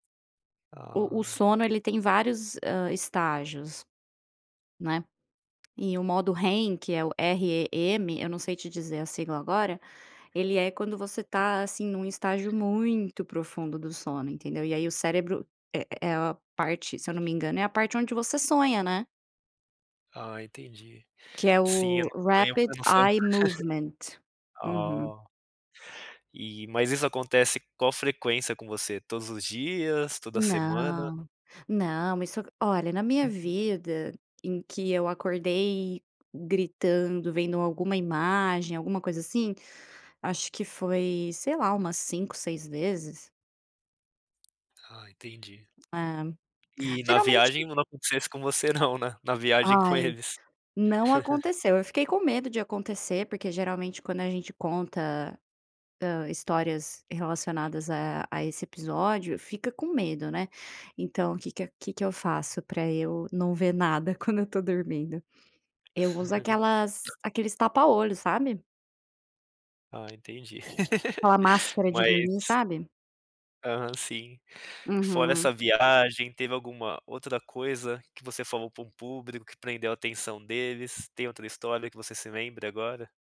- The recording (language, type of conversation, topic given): Portuguese, podcast, Como contar uma história que prenda a atenção do público?
- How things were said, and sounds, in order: tapping; other background noise; in English: "rapid eye movement"; laugh; laugh; laugh; laugh